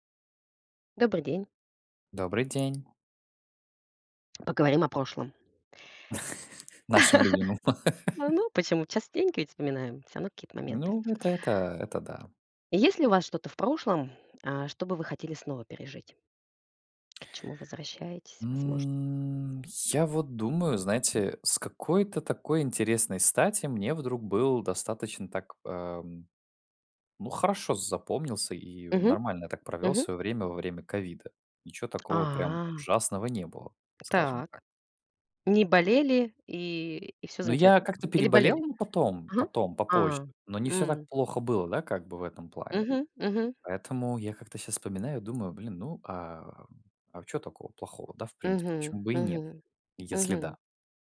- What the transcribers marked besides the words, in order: tapping; chuckle; laugh; drawn out: "М"; drawn out: "А"; other background noise
- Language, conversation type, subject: Russian, unstructured, Какое событие из прошлого вы бы хотели пережить снова?